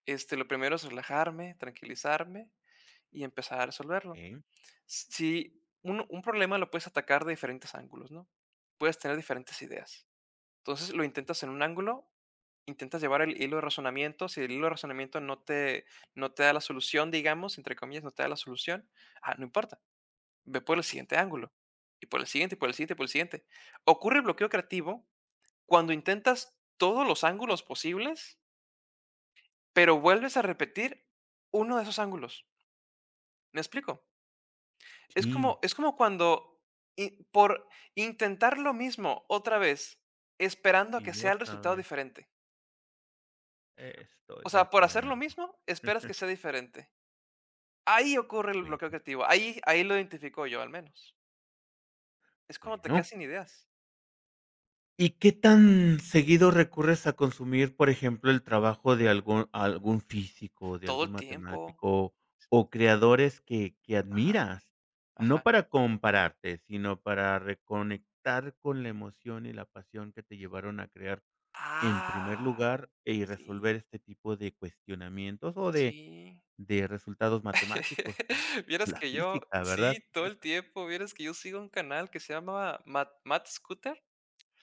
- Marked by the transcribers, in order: tapping; chuckle; other noise; drawn out: "¡Ah!"; drawn out: "Sí"; chuckle; chuckle
- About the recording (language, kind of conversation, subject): Spanish, podcast, ¿Cómo puedes salir de un bloqueo creativo sin frustrarte?